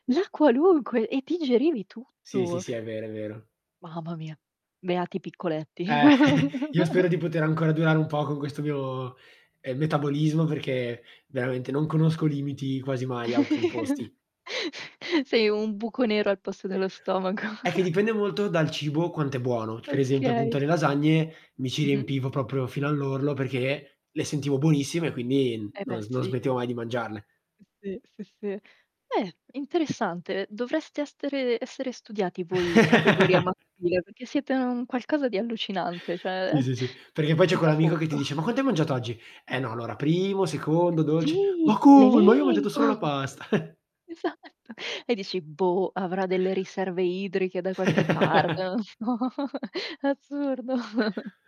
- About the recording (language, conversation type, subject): Italian, unstructured, Che cosa ti manca di più del cibo della tua infanzia?
- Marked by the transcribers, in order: static; other background noise; "Mamma" said as "mama"; chuckle; "questo" said as "guesto"; chuckle; laughing while speaking: "stomaco"; chuckle; tapping; laugh; distorted speech; "cioè" said as "ceh"; laughing while speaking: "fondo"; stressed: "Sì, l'elenco!"; laughing while speaking: "l'elenco! Esatto"; chuckle; laugh; laughing while speaking: "non so. Assurdo"; chuckle